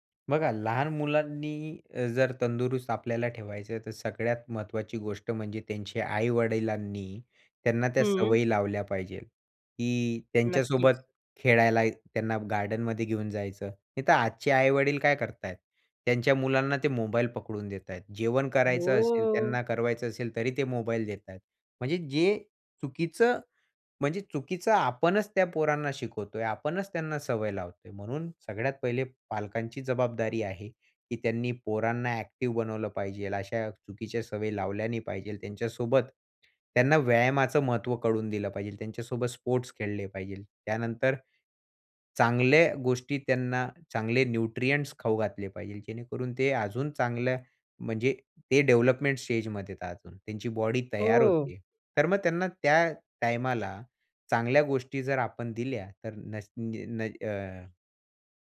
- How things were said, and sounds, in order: "पाहिजे" said as "पाहिजेल"; "पाहिजे" said as "पाहिजेल"; "पाहिजे" said as "पाहिजेल"; "पाहिजे" said as "पाहिजेल"; "पाहिजे" said as "पाहिजेल"; in English: "न्यूट्रिएंट्स"; "पाहिजे" said as "पाहिजेल"; in English: "डेव्हलपमेंट स्टेजमध्ये"
- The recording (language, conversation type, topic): Marathi, podcast, सकाळी ऊर्जा वाढवण्यासाठी तुमची दिनचर्या काय आहे?